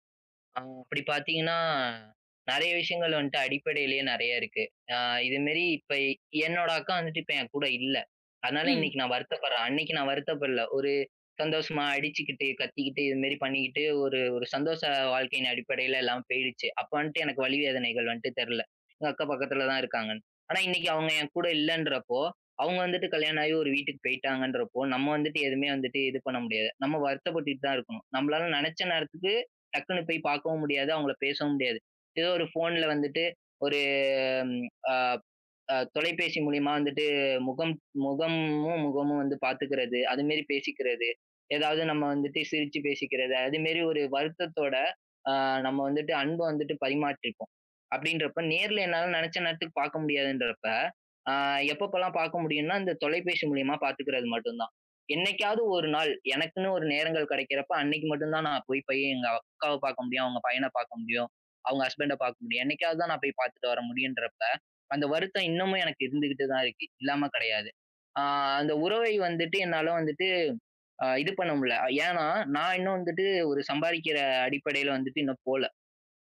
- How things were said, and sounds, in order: in English: "போன்ல"; "பரிமாறிக்குவோம்" said as "பரிமாற்றிக்கும்"; in English: "ஹஸ்பண்ட்ட"
- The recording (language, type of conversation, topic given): Tamil, podcast, தொடரும் வழிகாட்டல் உறவை எப்படிச் சிறப்பாகப் பராமரிப்பீர்கள்?